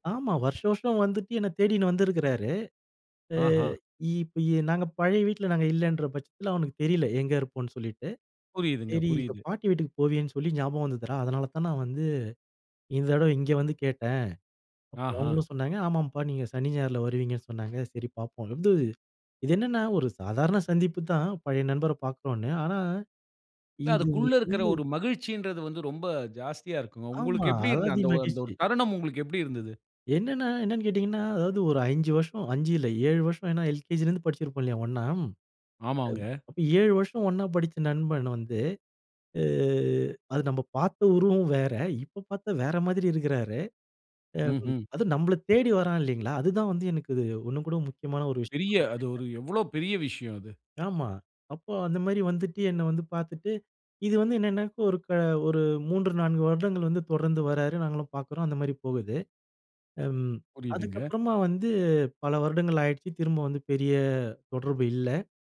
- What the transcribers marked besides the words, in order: other background noise; other noise; drawn out: "ஆ"
- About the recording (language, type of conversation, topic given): Tamil, podcast, பால்யகாலத்தில் நடந்த மறக்கமுடியாத ஒரு நட்பு நிகழ்வைச் சொல்ல முடியுமா?